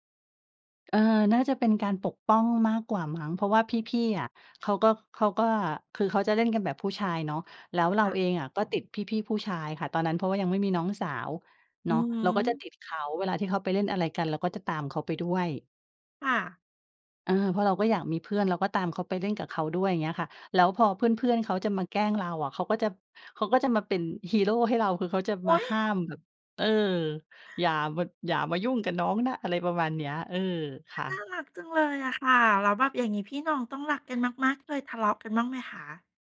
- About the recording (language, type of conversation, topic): Thai, podcast, ครอบครัวของคุณแสดงความรักต่อคุณอย่างไรตอนคุณยังเป็นเด็ก?
- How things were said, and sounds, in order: none